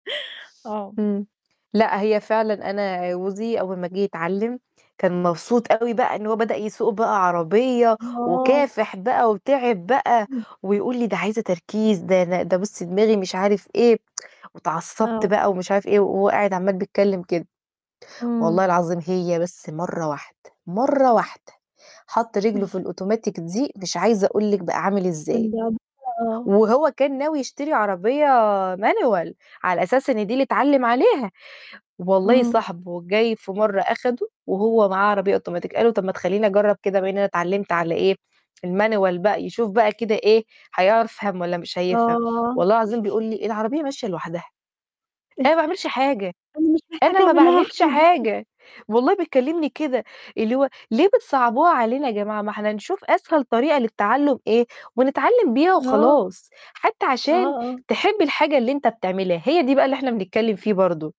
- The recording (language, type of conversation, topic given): Arabic, unstructured, إنت بتحب تتعلم حاجات جديدة إزاي؟
- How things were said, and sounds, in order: distorted speech; tsk; chuckle; unintelligible speech; chuckle; chuckle; chuckle